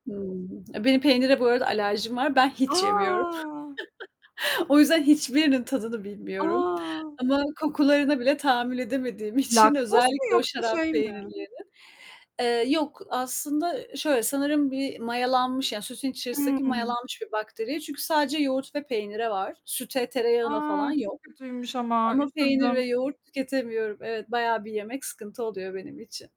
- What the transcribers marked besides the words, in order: static; distorted speech; other background noise; chuckle; laughing while speaking: "için"; tapping
- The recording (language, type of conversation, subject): Turkish, unstructured, Ailenizin en meşhur yemeği hangisi?
- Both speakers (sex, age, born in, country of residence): female, 30-34, Turkey, Estonia; female, 30-34, Turkey, Mexico